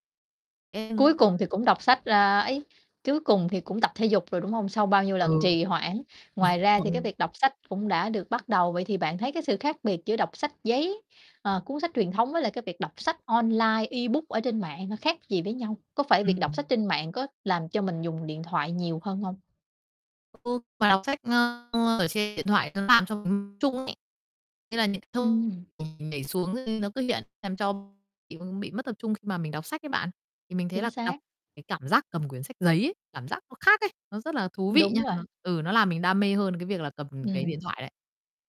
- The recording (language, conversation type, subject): Vietnamese, podcast, Bạn có cách nào để hạn chế lãng phí thời gian khi dùng mạng không?
- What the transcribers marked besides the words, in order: unintelligible speech; static; other background noise; distorted speech; chuckle; tapping; in English: "ebook"; unintelligible speech; unintelligible speech